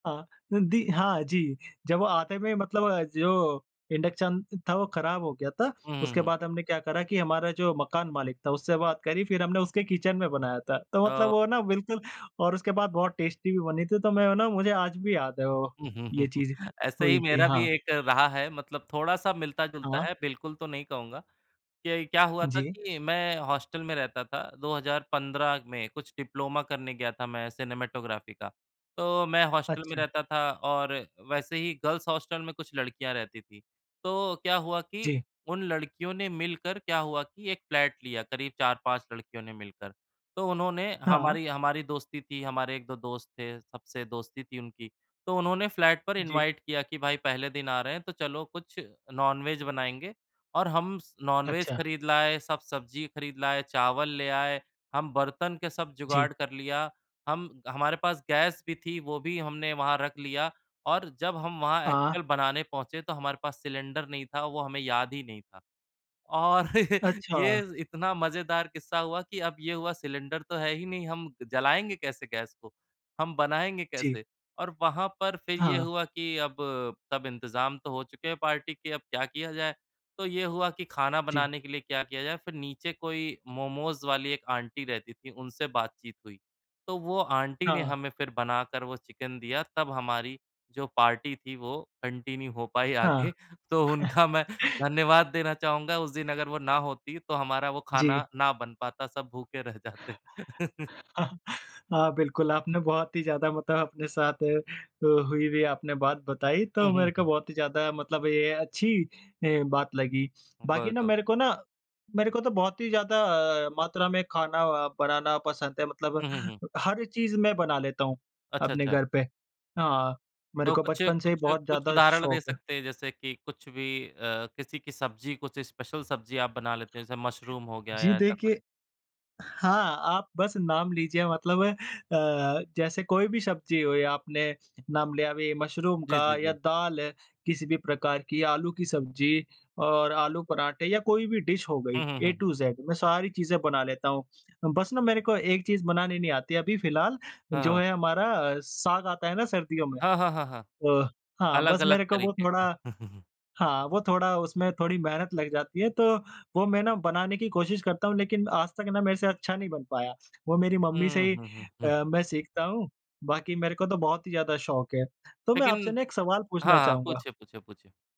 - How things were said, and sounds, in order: in English: "किचन"; in English: "टेस्टी"; chuckle; in English: "हॉस्टल"; in English: "डिप्लोमा"; in English: "सिनेमैटोग्राफी"; in English: "हॉस्टल"; in English: "गर्ल्स हॉस्टल"; in English: "फ़्लैट"; in English: "इनवाइट"; in English: "नॉनवेज"; in English: "नॉनवेज"; in English: "एक्चुअल"; chuckle; in English: "कंटीन्यू"; laughing while speaking: "तो उनका"; chuckle; other background noise; chuckle; laughing while speaking: "जाते"; chuckle; in English: "स्पेशल"; in English: "डिश"; in English: "टू"; chuckle
- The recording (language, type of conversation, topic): Hindi, unstructured, खाना बनाते समय आपका सबसे मजेदार अनुभव क्या रहा है?
- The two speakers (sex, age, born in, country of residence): female, 25-29, India, India; male, 30-34, India, India